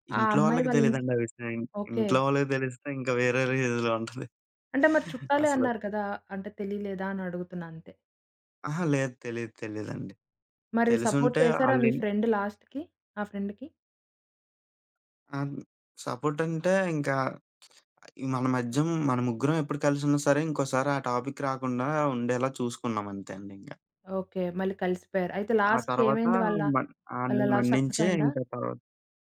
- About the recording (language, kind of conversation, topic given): Telugu, podcast, నమ్మకం పోయిన తర్వాత కూడా మన్నించడం సరైనదా అని మీకు అనిపిస్తుందా?
- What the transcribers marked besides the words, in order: other background noise; in English: "రేంజ్‌లో"; in English: "సపోర్ట్"; in English: "ఫ్రెండ్ లాస్ట్‌కి?"; in English: "ఫ్రెండ్‌కి?"; in English: "సపోర్ట్"; in English: "టాపిక్"; in English: "లవ్ సక్సెస్"